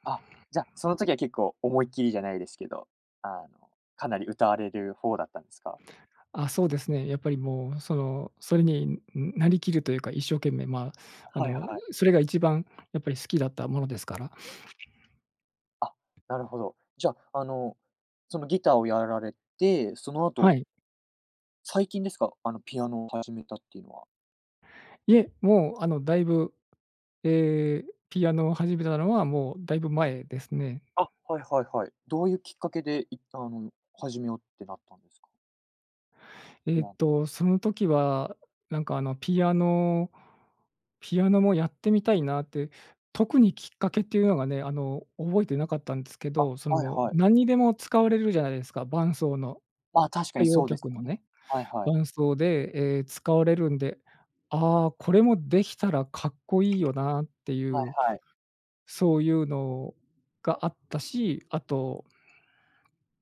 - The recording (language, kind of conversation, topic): Japanese, podcast, 音楽と出会ったきっかけは何ですか？
- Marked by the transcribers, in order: other background noise